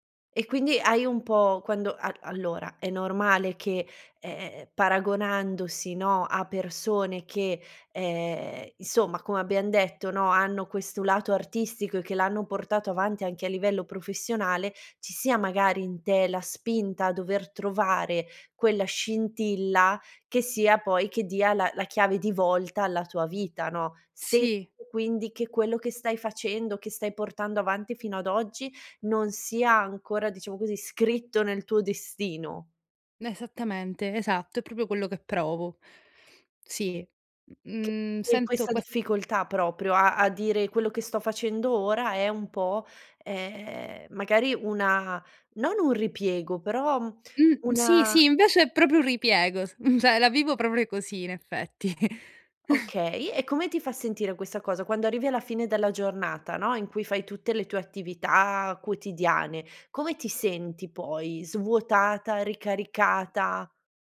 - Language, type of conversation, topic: Italian, advice, Come posso smettere di misurare il mio valore solo in base ai risultati, soprattutto quando ricevo critiche?
- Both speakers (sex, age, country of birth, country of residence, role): female, 30-34, Italy, Germany, user; female, 30-34, Italy, Italy, advisor
- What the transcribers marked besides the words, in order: "proprio" said as "propio"; "proprio" said as "propio"; "cioè" said as "ceh"; chuckle